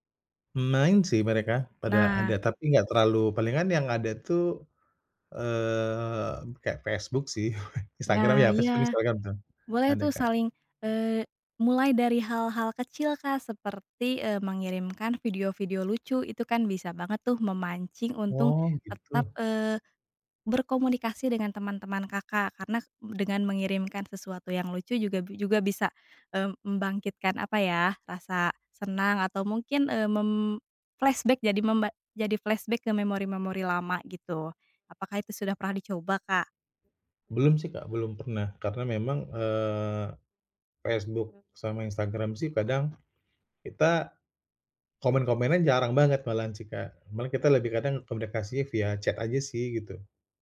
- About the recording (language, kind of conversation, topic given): Indonesian, advice, Bagaimana perasaanmu saat merasa kehilangan jaringan sosial dan teman-teman lama?
- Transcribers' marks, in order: other background noise; drawn out: "eee"; chuckle; in English: "mem-flashback"; in English: "flashback"; in English: "chat"